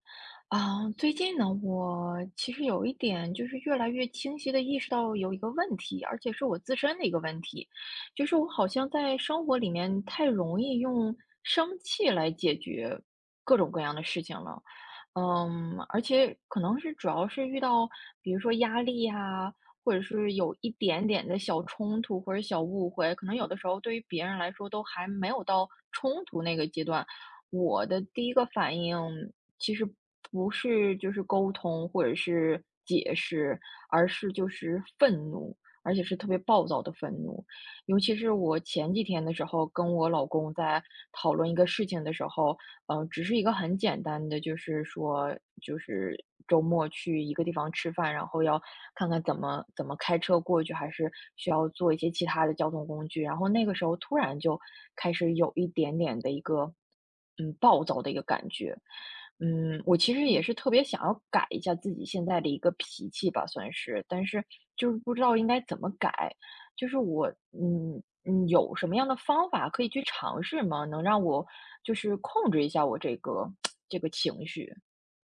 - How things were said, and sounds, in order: other noise; other background noise; tsk
- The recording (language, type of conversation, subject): Chinese, advice, 我经常用生气来解决问题，事后总是后悔，该怎么办？